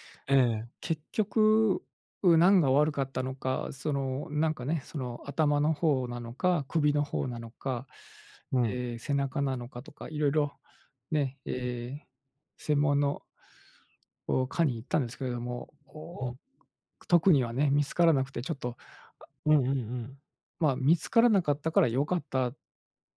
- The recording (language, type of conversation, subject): Japanese, advice, 夜なかなか寝つけず毎晩寝不足で困っていますが、どうすれば改善できますか？
- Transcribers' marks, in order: other noise